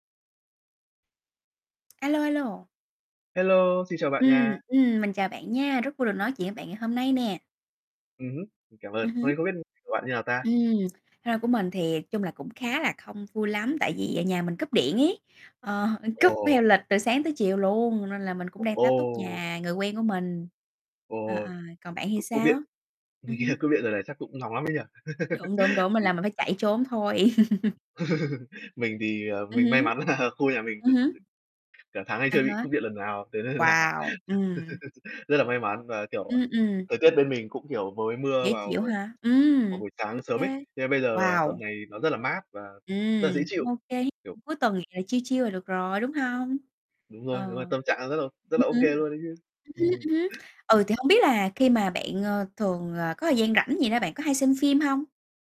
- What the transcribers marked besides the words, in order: tapping; unintelligible speech; unintelligible speech; chuckle; other noise; other background noise; chuckle; distorted speech; laugh; laughing while speaking: "là"; unintelligible speech; laughing while speaking: "Thế nên là"; laugh; in English: "chill chill"; unintelligible speech; laughing while speaking: "Ừm"
- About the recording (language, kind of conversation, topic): Vietnamese, unstructured, Bạn nghĩ gì về việc phim hư cấu quá nhiều so với thực tế?